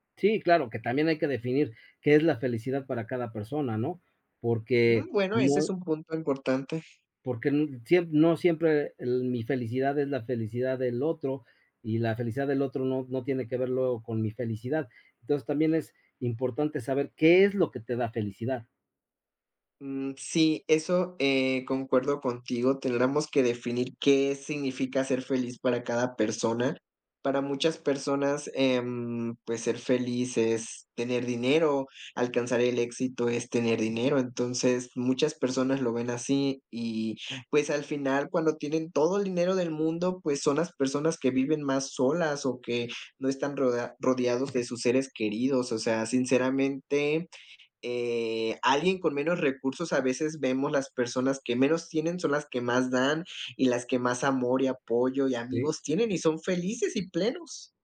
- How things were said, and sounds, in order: none
- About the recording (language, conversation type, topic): Spanish, unstructured, ¿Crees que el dinero compra la felicidad?
- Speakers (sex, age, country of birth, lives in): male, 30-34, Mexico, Mexico; male, 50-54, Mexico, Mexico